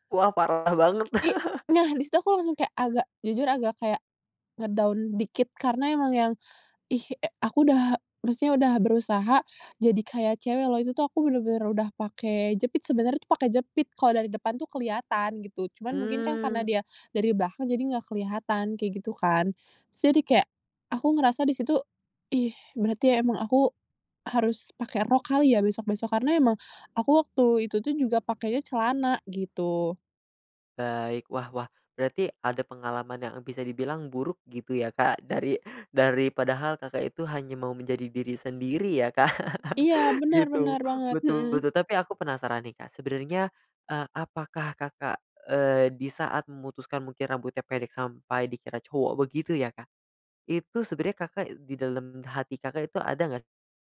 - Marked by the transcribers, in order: chuckle; in English: "nge-down"; chuckle
- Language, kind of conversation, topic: Indonesian, podcast, Apa tantangan terberat saat mencoba berubah?